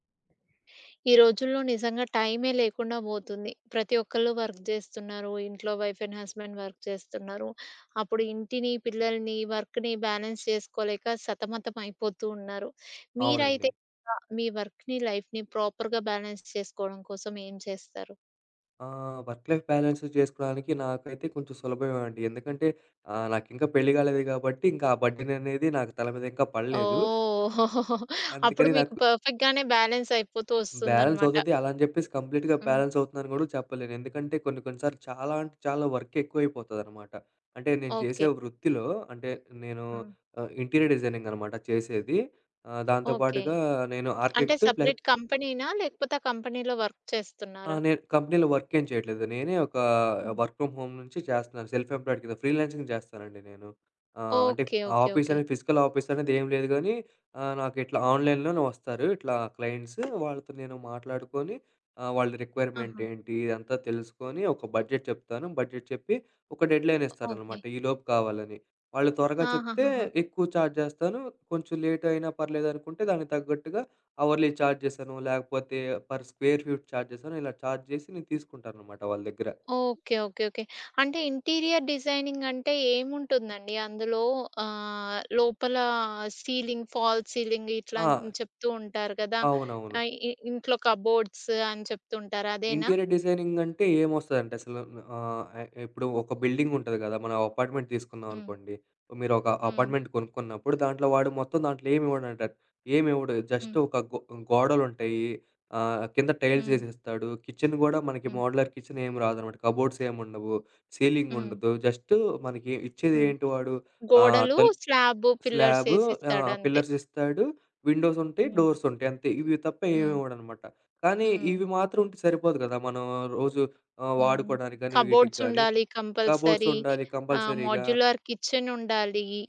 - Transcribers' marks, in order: other background noise; in English: "వర్క్"; in English: "వైఫ్ అండ్ హస్బెండ్ వర్క్"; in English: "వర్క్‌ని బ్యాలెన్స్"; in English: "వర్క్‌ని, లైఫ్‌ని ప్రాపర్‌గా బ్యాలెన్స్"; in English: "వర్క్ లైఫ్"; in English: "బర్డెన్"; chuckle; in English: "పర్ఫెక్ట్‌గానే బ్యాలెన్స్"; in English: "బ్యాలెన్స్"; in English: "కంప్లీట్‌గా బ్యాలెన్స్"; in English: "వర్క్"; in English: "ఇంటీరియర్ డిజైనింగ్"; in English: "సెపరేట్ కంపెనీనా?"; in English: "ఆర్కిటెక్ట్ ప్లస్"; in English: "కంపెనీలో వర్క్"; in English: "కంపెనీలో వర్క్"; in English: "వర్క్ ఫ్రమ్ హోమ్"; in English: "సెల్ఫ్ ఎంప్లాయిడ్"; in English: "ఫ్రీలాన్సింగ్"; in English: "ఆఫీస్"; in English: "ఫిజికల్ ఆఫీస్"; in English: "ఆన్లైన్‌లోనే"; tapping; in English: "రిక్వైర్మెంట్"; in English: "బడ్జెట్"; in English: "బడ్జెట్"; in English: "డెడ్లైన్"; in English: "చార్జ్"; in English: "లేట్"; in English: "అవర్లీ చార్జెస్"; in English: "పర్ స్క్వేర్ ఫీట్ చార్జెస్"; in English: "చార్జ్"; in English: "ఇంటీరియర్ డిజైనింగ్"; in English: "సీలింగ్, ఫాల్స్ సీలింగ్"; in English: "కబోర్డ్స్"; in English: "ఇంటీరియర్ డిజైనింగ్"; in English: "బిల్డింగ్"; in English: "అపార్ట్మెంట్"; in English: "అపార్ట్మెంట్"; in English: "జస్ట్"; in English: "టైల్స్"; in English: "కిచెన్"; in English: "మోడలర్ కిచెన్"; in English: "కబోర్డ్స్"; in English: "సీలింగ్"; in English: "పిల్లర్స్"; in English: "విండోస్"; in English: "డోర్స్"; in English: "కబోర్డ్స్"; in English: "కబోర్డ్స్"; in English: "కంపల్సరీ"; in English: "కంపల్సరీగా"; in English: "మాడ్యులర్ కిచెన్"
- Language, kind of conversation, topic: Telugu, podcast, వర్క్-లైఫ్ సమతుల్యత కోసం మీరు ఏం చేస్తారు?